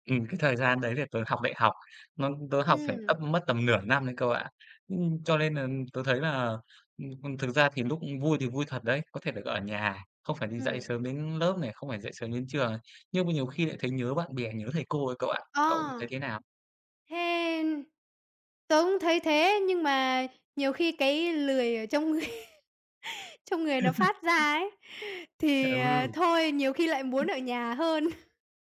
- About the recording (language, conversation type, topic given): Vietnamese, unstructured, Bạn nghĩ gì về việc học trực tuyến thay vì đến lớp học truyền thống?
- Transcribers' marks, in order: "là" said as "nần"; tapping; laughing while speaking: "người trong người nó phát ra ấy"; other background noise; chuckle; unintelligible speech; chuckle